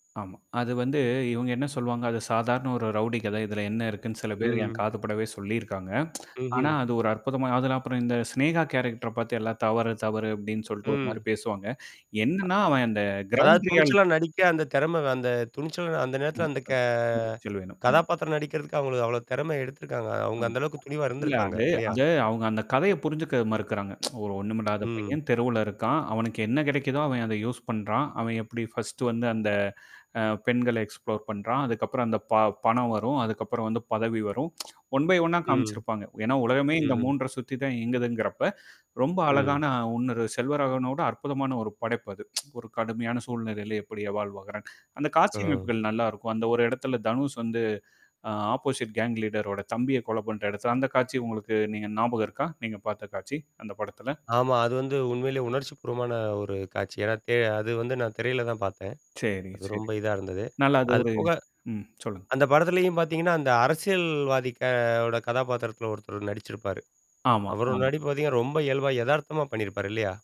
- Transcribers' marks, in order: static; tsk; other noise; other background noise; drawn out: "க"; unintelligible speech; tapping; tsk; in English: "யூஸ்"; in English: "ஃபர்ஸ்ட்"; in English: "எக்ஸ்ப்ளோர்"; tsk; in English: "ஒன் ஃபை ஒண்"; "இன்னொரு" said as "ஒன்னரு"; tsk; in English: "ஆப்போசிட் கேங் லீடர்"
- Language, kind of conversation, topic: Tamil, podcast, ஏன் சில திரைப்படங்கள் காலப்போக்கில் ரசிகர் வழிபாட்டுப் படங்களாக மாறுகின்றன?